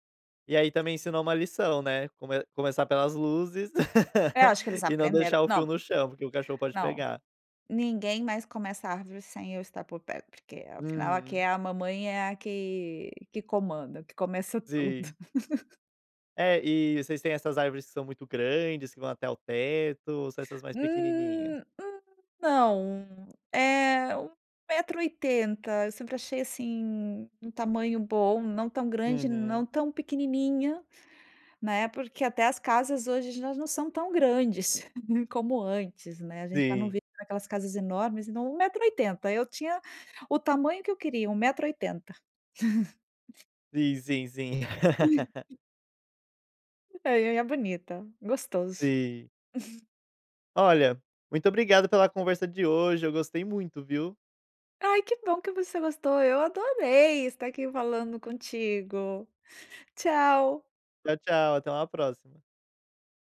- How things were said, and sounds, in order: other background noise; laugh; laugh; chuckle; chuckle; laugh; laugh; tapping
- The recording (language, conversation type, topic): Portuguese, podcast, Me conta uma lembrança marcante da sua família?